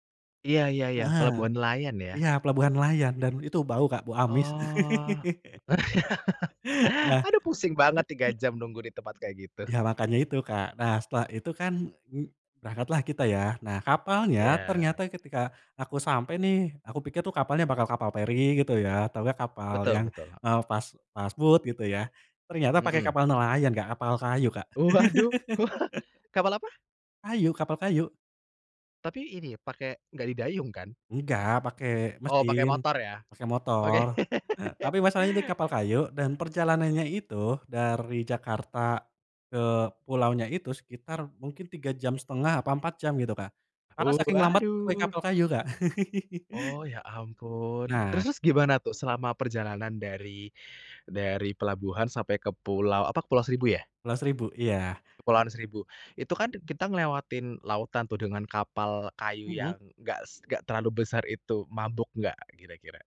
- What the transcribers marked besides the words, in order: laugh; unintelligible speech; tapping; in English: "fast fast boat"; laughing while speaking: "wah"; laugh; laugh; chuckle
- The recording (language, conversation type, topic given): Indonesian, podcast, Apa pengalaman paling berkesan yang pernah kamu alami saat menjelajahi pulau atau pantai?